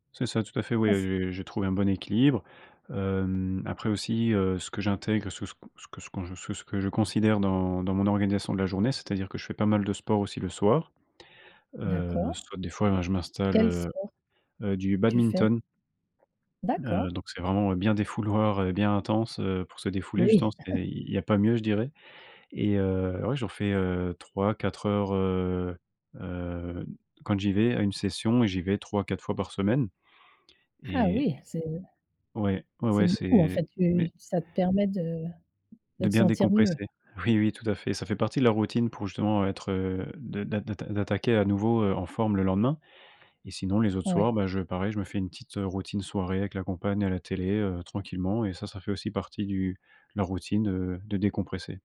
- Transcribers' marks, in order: other background noise; chuckle; tapping
- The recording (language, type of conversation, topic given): French, podcast, Comment organises-tu ta journée quand tu travailles de chez toi ?